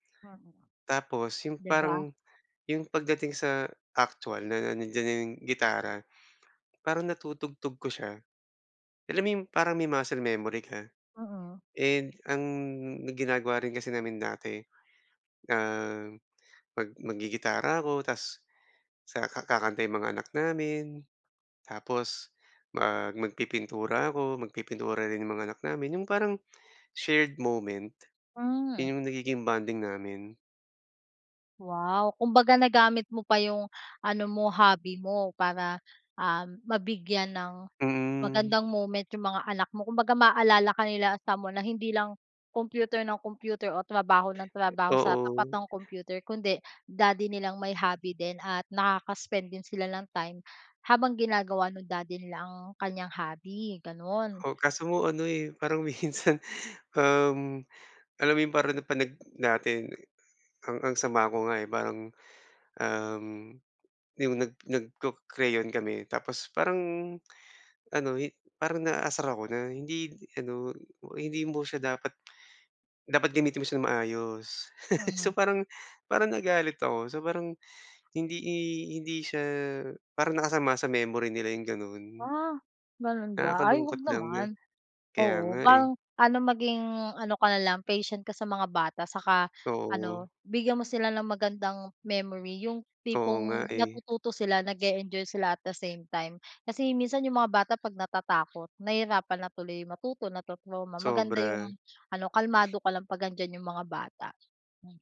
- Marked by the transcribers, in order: other background noise; laughing while speaking: "minsan"; laugh
- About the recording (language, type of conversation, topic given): Filipino, advice, Paano ako makakahanap ng oras para sa mga libangan?